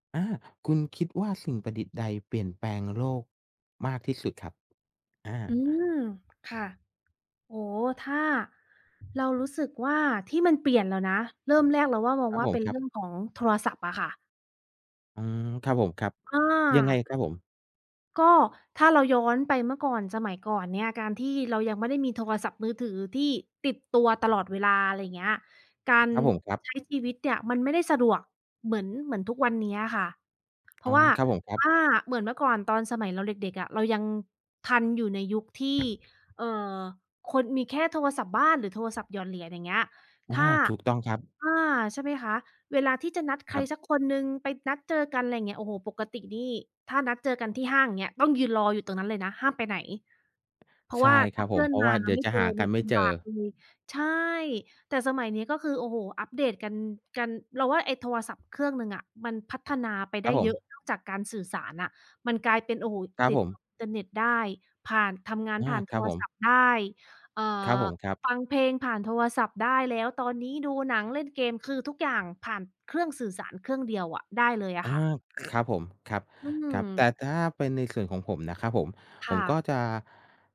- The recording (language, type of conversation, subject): Thai, unstructured, คุณคิดว่าสิ่งประดิษฐ์ใดที่เปลี่ยนโลกมากที่สุด?
- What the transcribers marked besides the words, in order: tapping; other background noise